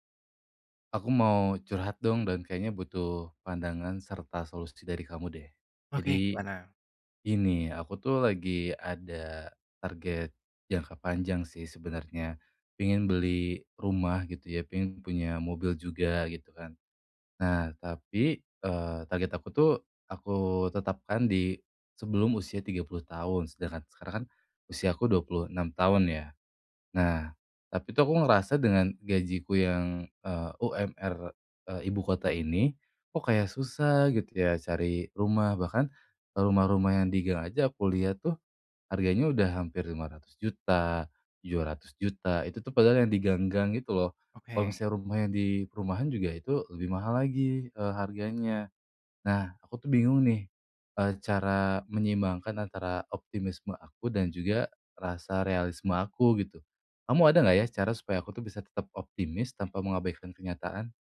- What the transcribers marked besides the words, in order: none
- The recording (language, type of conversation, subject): Indonesian, advice, Bagaimana cara menyeimbangkan optimisme dan realisme tanpa mengabaikan kenyataan?